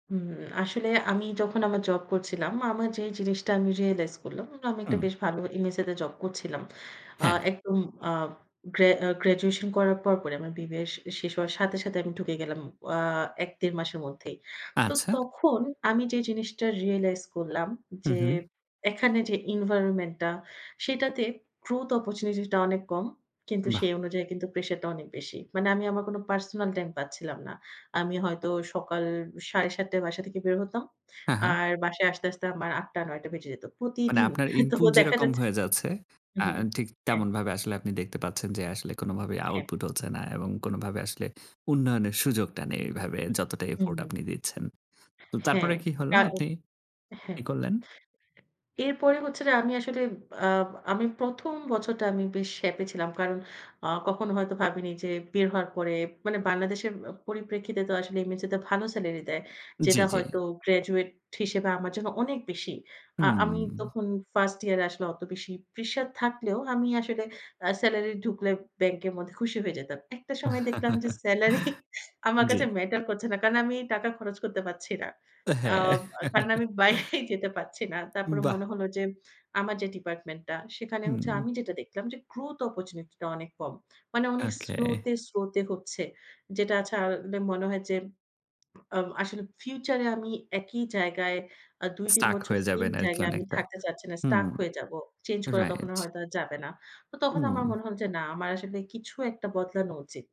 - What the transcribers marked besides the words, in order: in English: "রিয়ালাইজ"; other background noise; in English: "রিয়ালাইজ"; in English: "এনভায়রনমেন্ট"; in English: "গ্রোথ অপরচুনিটি"; laughing while speaking: "তো"; "প্রেশার" said as "প্রিশার"; laughing while speaking: "স্যালারি"; chuckle; laughing while speaking: "বাইরেই"; chuckle; in English: "গ্রোথ অপরচুনিটি"
- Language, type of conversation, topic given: Bengali, podcast, চাকরি ছেড়ে দেওয়ার আগে সিদ্ধান্তটা যাচাই করে দেখার কী কী উপায় আছে?